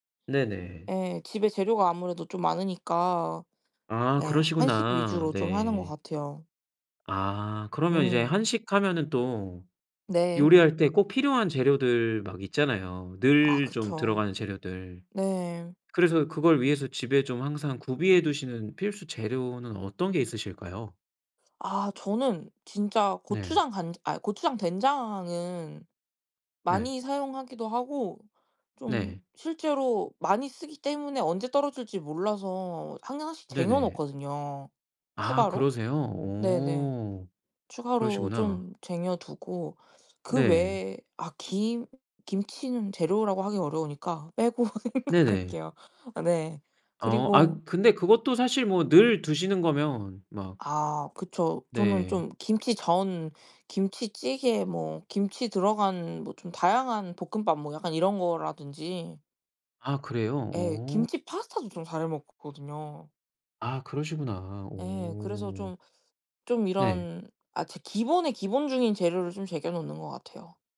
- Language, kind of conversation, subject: Korean, podcast, 집에 늘 챙겨두는 필수 재료는 무엇인가요?
- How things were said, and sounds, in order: laughing while speaking: "빼고 생각할게요"